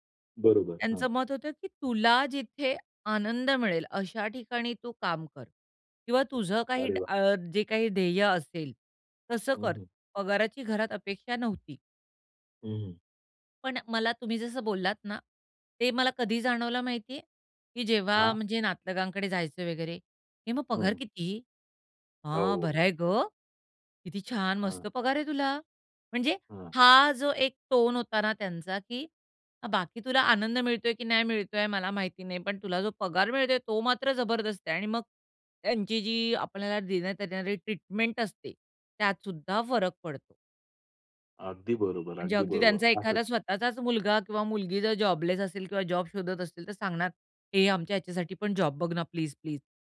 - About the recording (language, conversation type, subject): Marathi, podcast, काम म्हणजे तुमच्यासाठी फक्त पगार आहे की तुमची ओळखही आहे?
- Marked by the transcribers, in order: put-on voice: "ए मग पगार किती? हां … पगार आहे तुला!"; horn